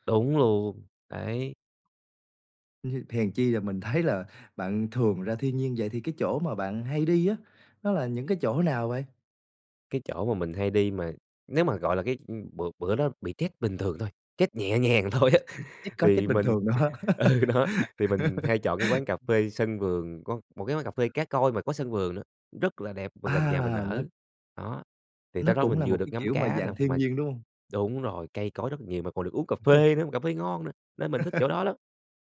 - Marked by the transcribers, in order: chuckle; laughing while speaking: "thấy"; unintelligible speech; "stress" said as "trét"; laughing while speaking: "á"; laughing while speaking: "ừ, đó"; laugh; other background noise; laugh
- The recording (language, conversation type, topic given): Vietnamese, podcast, Thiên nhiên giúp bạn giảm căng thẳng bằng cách nào?